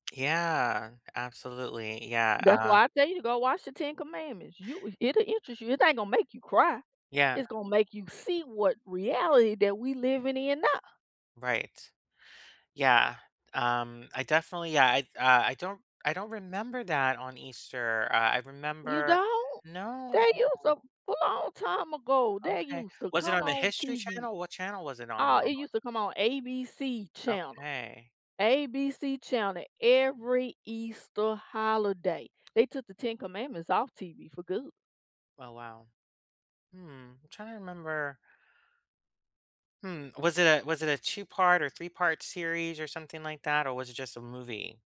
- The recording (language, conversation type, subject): English, unstructured, Have you ever been moved to tears by a song or a film?
- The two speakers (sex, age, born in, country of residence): female, 40-44, United States, United States; male, 35-39, United States, United States
- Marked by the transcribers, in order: stressed: "see"; surprised: "You don't?"; drawn out: "no"; tapping